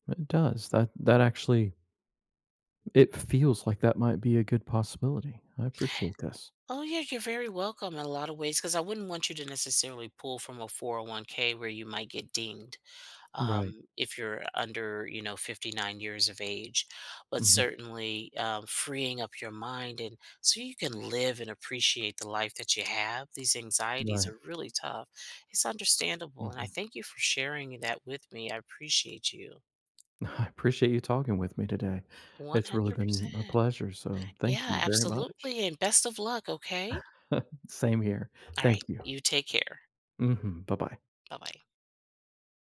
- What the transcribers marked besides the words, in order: other background noise; chuckle
- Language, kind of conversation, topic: English, advice, How can I reduce anxiety about my financial future and start saving?